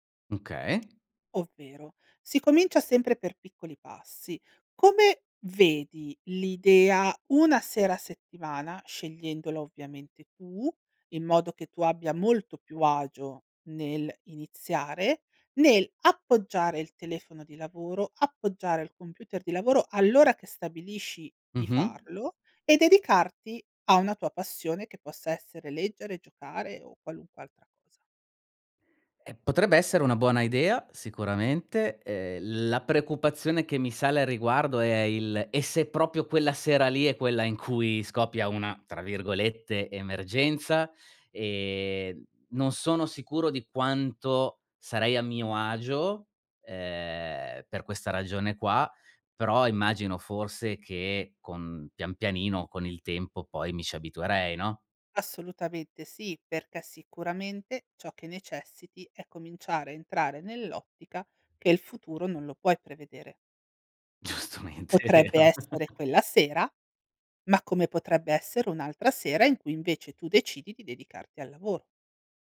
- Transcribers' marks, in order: "preoccupazione" said as "preccupazione"; "proprio" said as "propio"; laughing while speaking: "Giustamente è vero"; laugh
- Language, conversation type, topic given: Italian, advice, Come posso isolarmi mentalmente quando lavoro da casa?